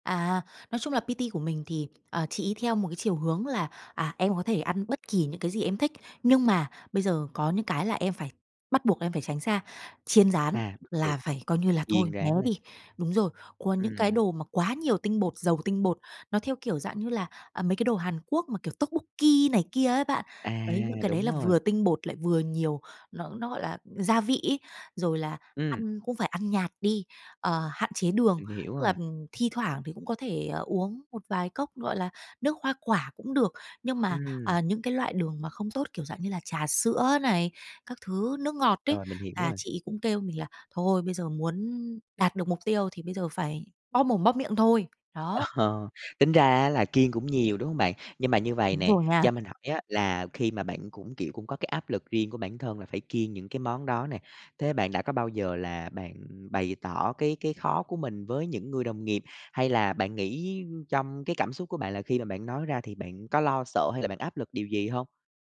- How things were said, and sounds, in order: in English: "P-T"; in Korean: "tokbokki"; tapping; laughing while speaking: "Ờ"
- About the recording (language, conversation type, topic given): Vietnamese, advice, Làm sao để chọn món ăn lành mạnh khi ăn ngoài với đồng nghiệp mà không bị ngại?